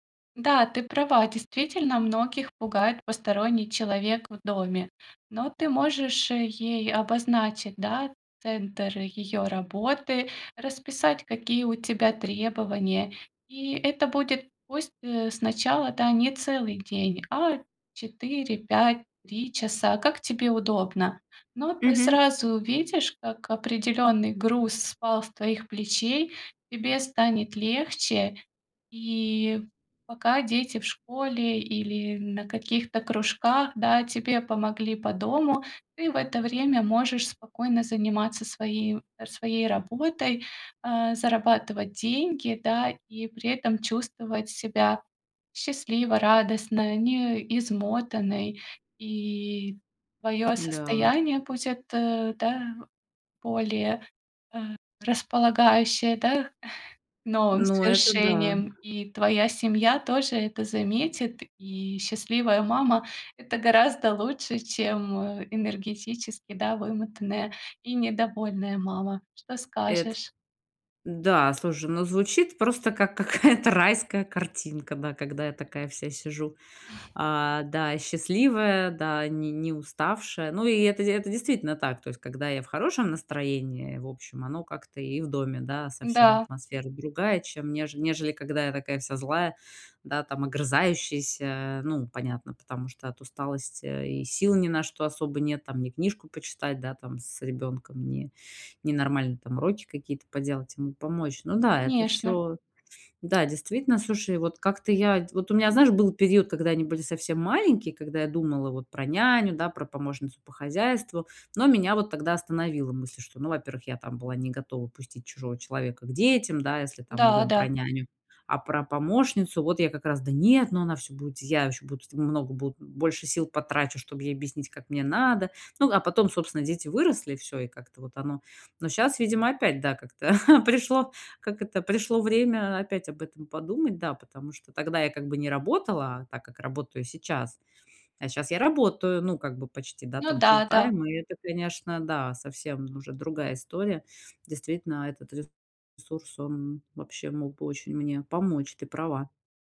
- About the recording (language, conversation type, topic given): Russian, advice, Как перестать терять время на множество мелких дел и успевать больше?
- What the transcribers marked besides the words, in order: other background noise; chuckle; chuckle; stressed: "огрызающаяся"; chuckle